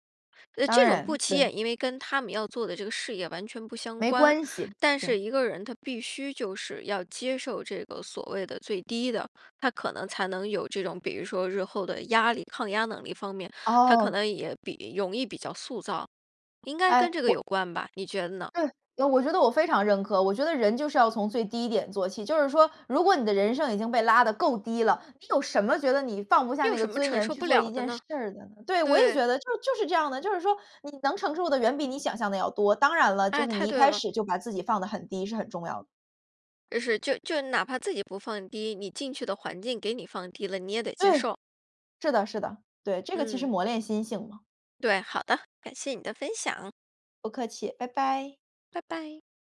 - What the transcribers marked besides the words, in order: none
- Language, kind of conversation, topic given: Chinese, podcast, 工作对你来说代表了什么？